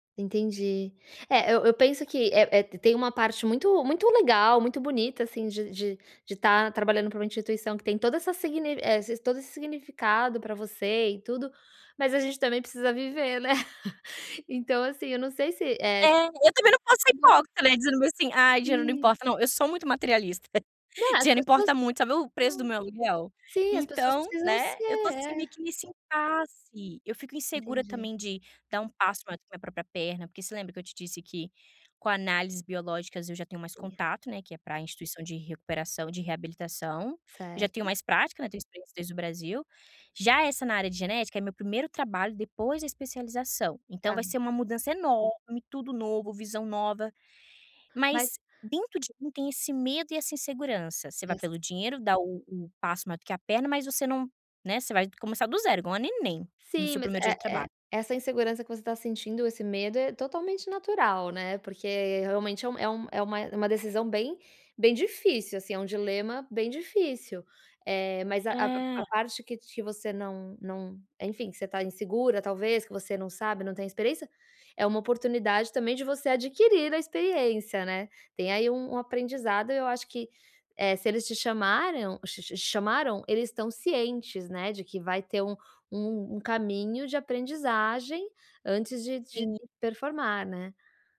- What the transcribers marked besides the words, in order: chuckle; tapping; chuckle; unintelligible speech
- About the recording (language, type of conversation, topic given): Portuguese, advice, Como você lida com o medo e a insegurança diante de mudanças na vida?